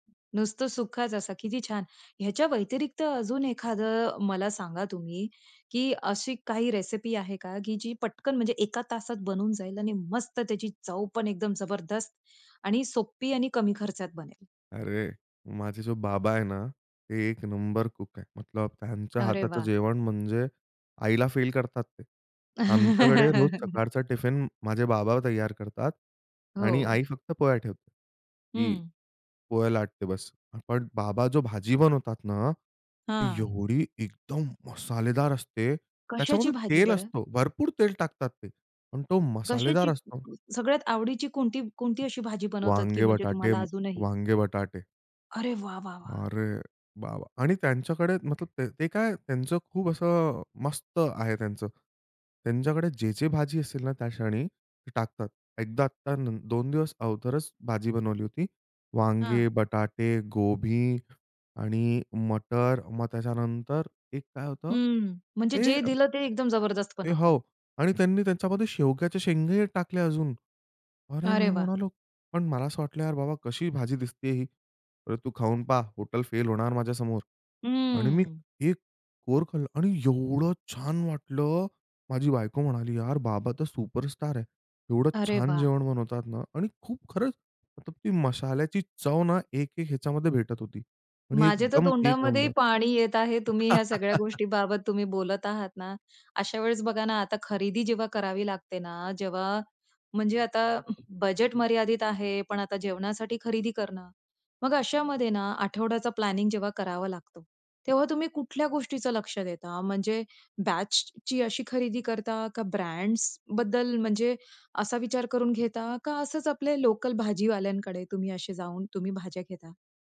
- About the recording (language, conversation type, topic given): Marathi, podcast, बजेटच्या मर्यादेत स्वादिष्ट जेवण कसे बनवता?
- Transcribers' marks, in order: other background noise; tapping; laugh; surprised: "अरे वाह! वाह! वाह!"; surprised: "आणि एवढं छान वाटलं"; laugh; in English: "प्लॅनिंग"